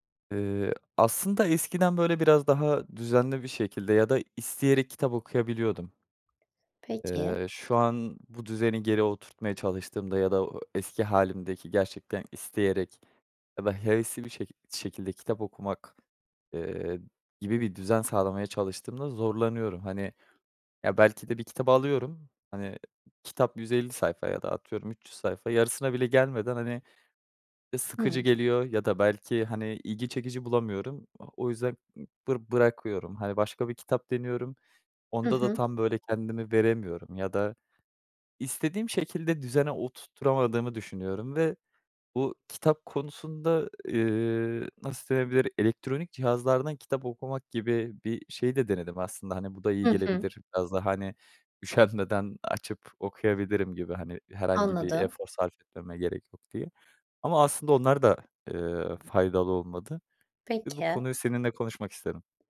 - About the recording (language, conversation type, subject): Turkish, advice, Her gün düzenli kitap okuma alışkanlığı nasıl geliştirebilirim?
- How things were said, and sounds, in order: other noise